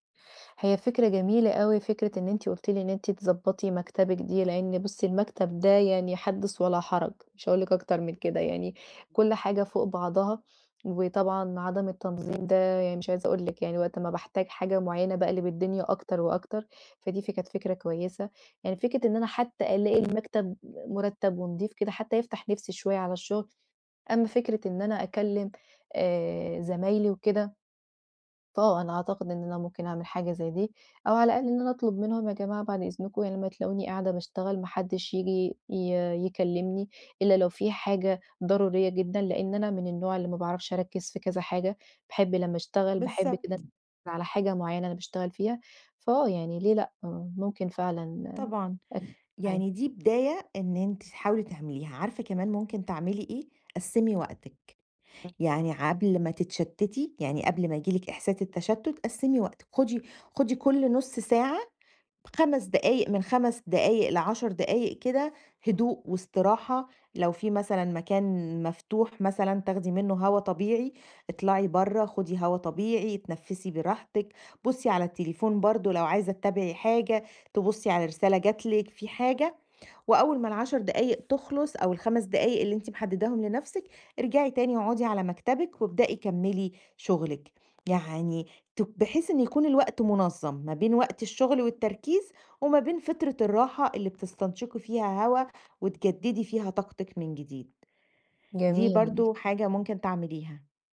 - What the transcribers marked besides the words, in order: other background noise; unintelligible speech; tapping; unintelligible speech
- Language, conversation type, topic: Arabic, advice, إزاي أقلّل التشتت عشان أقدر أشتغل بتركيز عميق ومستمر على مهمة معقدة؟